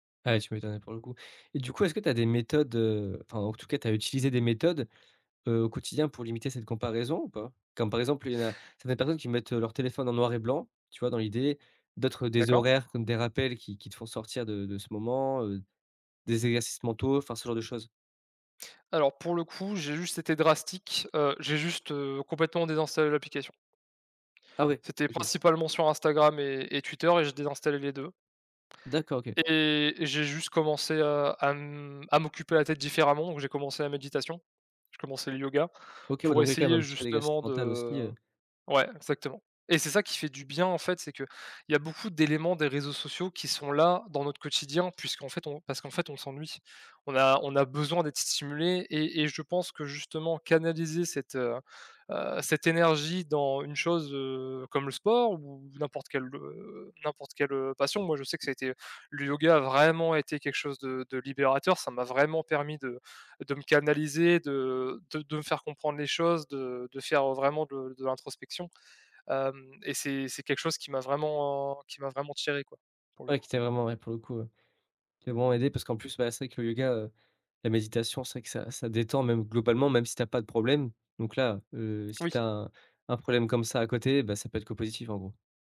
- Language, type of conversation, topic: French, podcast, Comment fais-tu pour éviter de te comparer aux autres sur les réseaux sociaux ?
- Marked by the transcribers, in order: other background noise; tapping; drawn out: "de"; stressed: "vraiment"; stressed: "vraiment"